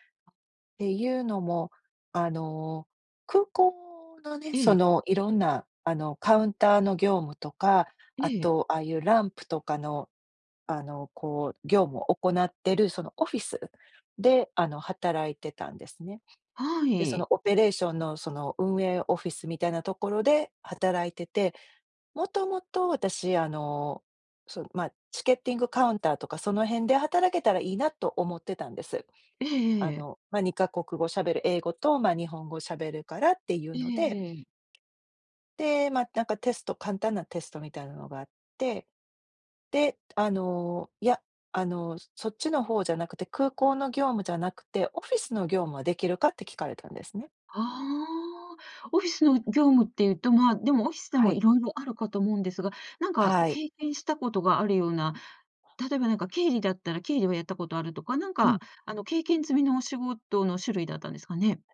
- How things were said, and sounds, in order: other background noise; in English: "ランプ"; in English: "チケッティングカウンター"; tapping
- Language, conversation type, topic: Japanese, podcast, 支えになった人やコミュニティはありますか？